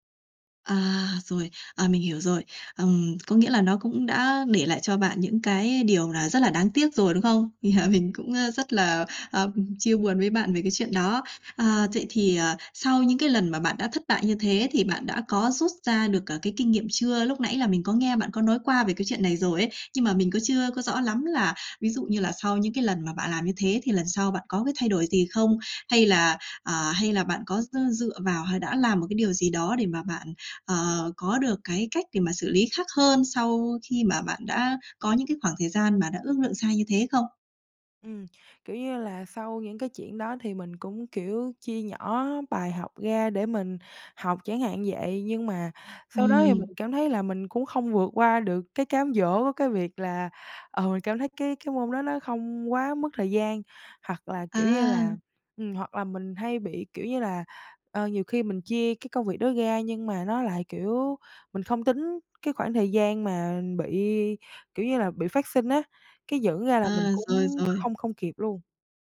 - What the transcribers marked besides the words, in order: laughing while speaking: "Yeah"; tapping; other background noise
- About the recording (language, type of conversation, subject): Vietnamese, advice, Làm thế nào để ước lượng thời gian làm nhiệm vụ chính xác hơn và tránh bị trễ?